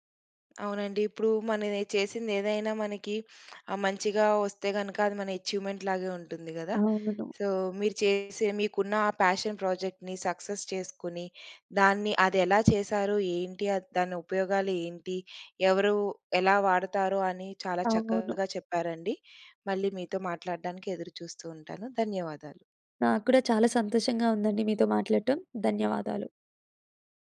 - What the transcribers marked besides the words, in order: tapping; in English: "ఎఛీవ్‌మెంట్"; in English: "సో"; in English: "పేషన్ ప్రాజెక్ట్‌ని, సక్సెస్"; other background noise
- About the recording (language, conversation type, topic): Telugu, podcast, నీ ప్యాషన్ ప్రాజెక్ట్ గురించి చెప్పగలవా?